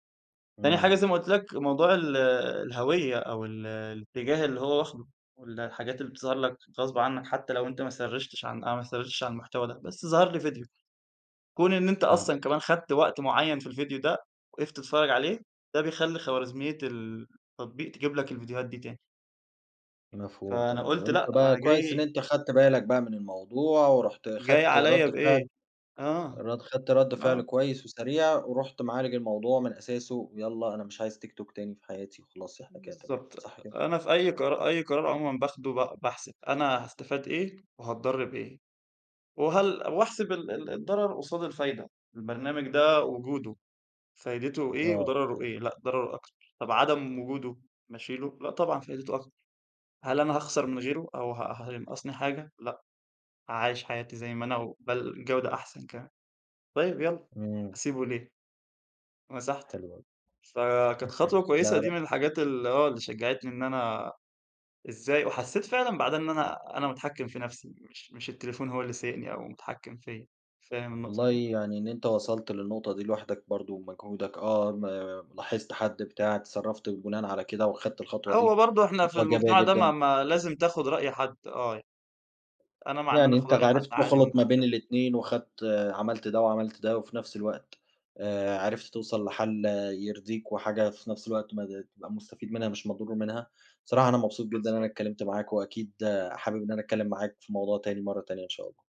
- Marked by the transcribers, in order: in English: "سرِّيشتِش"; in English: "سرِّيشتِش"
- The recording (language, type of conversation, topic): Arabic, podcast, إيه تأثير السوشيال ميديا على شخصيتك؟